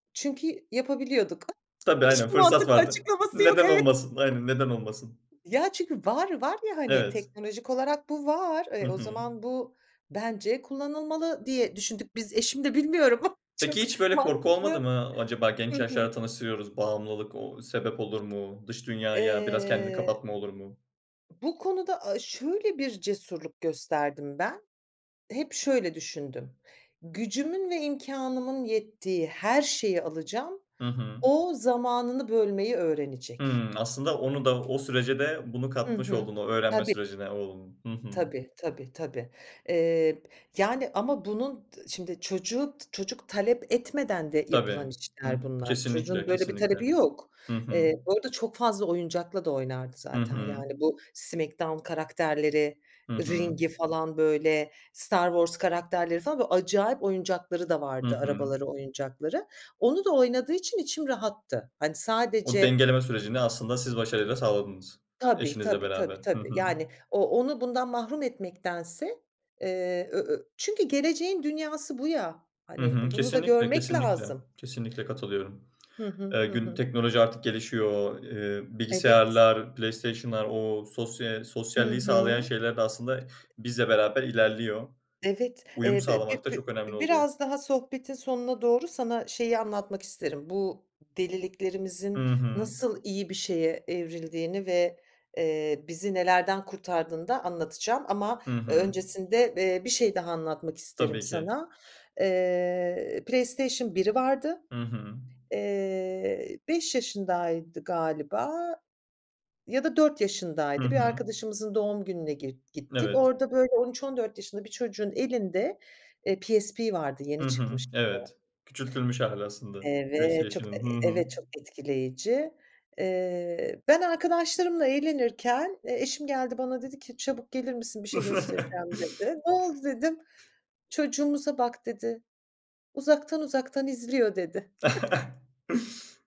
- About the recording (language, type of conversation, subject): Turkish, podcast, Çocukların teknolojiyle ilişkisini sağlıklı bir şekilde yönetmenin temel kuralları nelerdir?
- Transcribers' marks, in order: other background noise; laughing while speaking: "mantıklı açıklaması yok, evet"; laughing while speaking: "çok mantıklı"; in English: "ring'i"; chuckle; chuckle